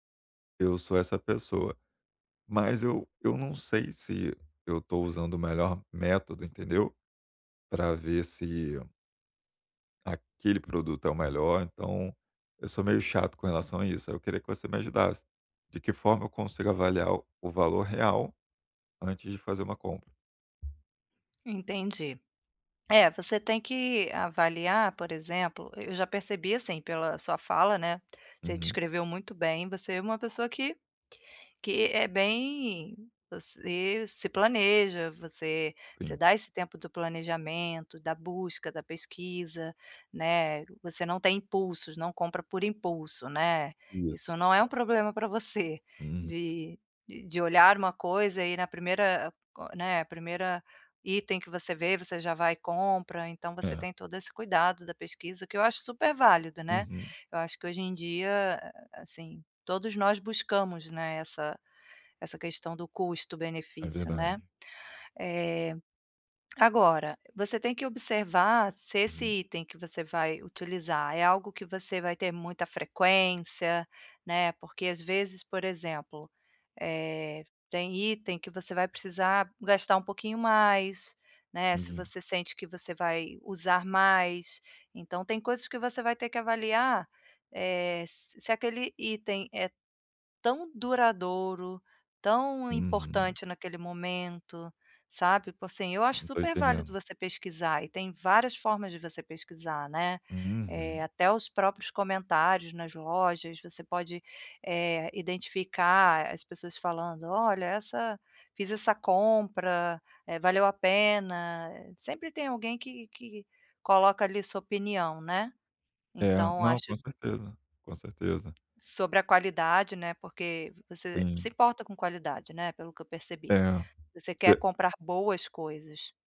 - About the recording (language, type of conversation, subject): Portuguese, advice, Como posso avaliar o valor real de um produto antes de comprá-lo?
- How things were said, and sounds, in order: tapping; other background noise